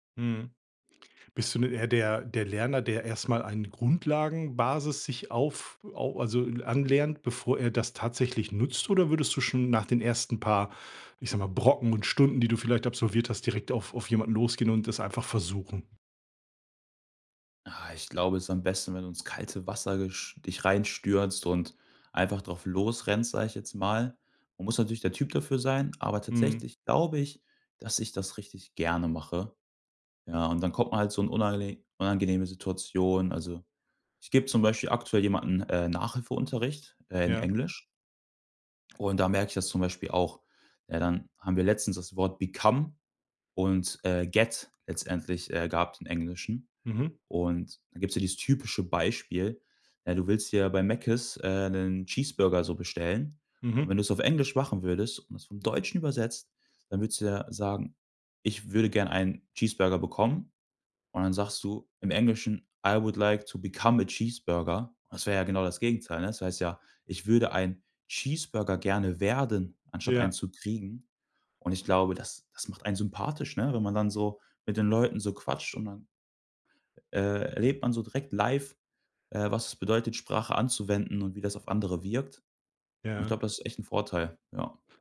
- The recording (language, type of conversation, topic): German, podcast, Was würdest du jetzt gern noch lernen und warum?
- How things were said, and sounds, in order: other background noise; in English: "become"; in English: "get"; in English: "I would like to become a cheeseburger"